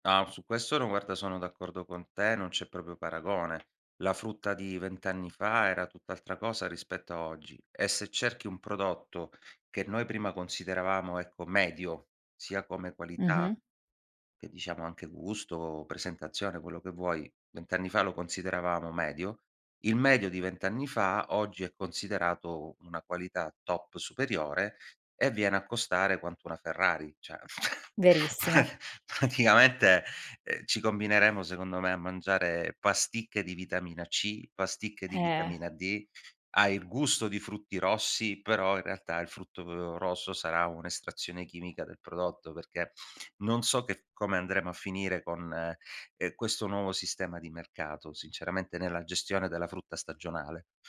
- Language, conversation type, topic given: Italian, podcast, Come influenzano le stagioni le nostre scelte alimentari?
- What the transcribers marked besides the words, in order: tapping; chuckle; laughing while speaking: "pra praticamente"